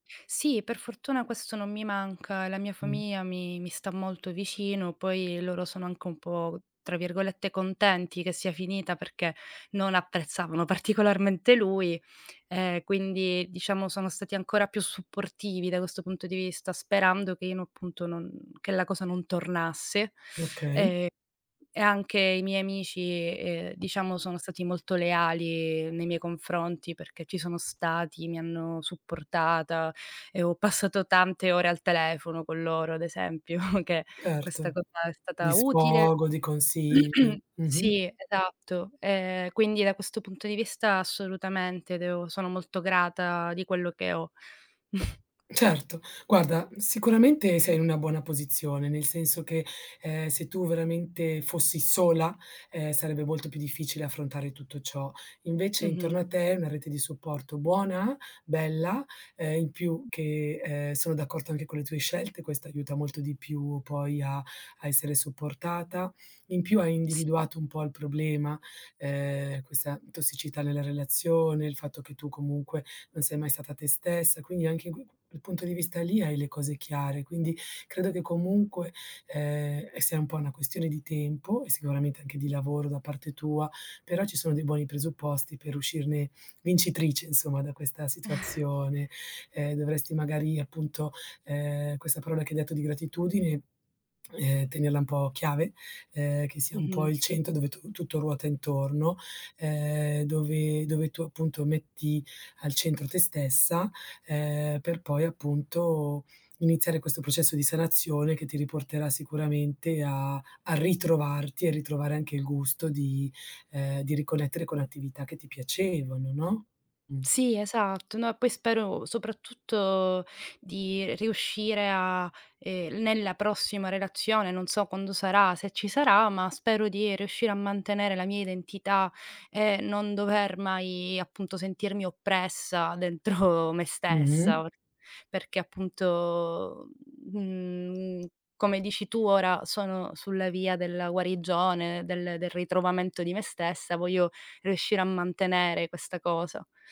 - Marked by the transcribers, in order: "famiglia" said as "famia"; laughing while speaking: "particolarmente"; inhale; other background noise; "Certo" said as "erto"; laughing while speaking: "esempio"; throat clearing; chuckle; "d'accordo" said as "d'accorto"; drawn out: "ehm"; chuckle; tapping; tongue click; drawn out: "ehm"; drawn out: "appunto, mhmm"
- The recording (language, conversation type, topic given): Italian, advice, Come puoi ritrovare la tua identità dopo una lunga relazione?
- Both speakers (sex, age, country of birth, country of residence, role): female, 30-34, Italy, Germany, user; female, 40-44, Italy, Spain, advisor